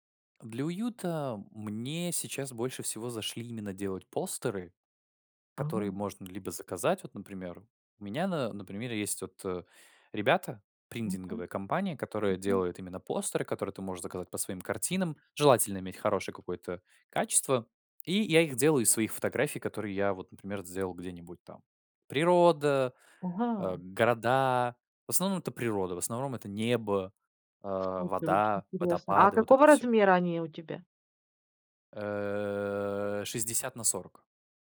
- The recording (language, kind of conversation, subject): Russian, podcast, Что ты делаешь, чтобы дома было уютно?
- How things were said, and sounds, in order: "принтинговая" said as "приндинговая"; tapping; unintelligible speech; drawn out: "Э"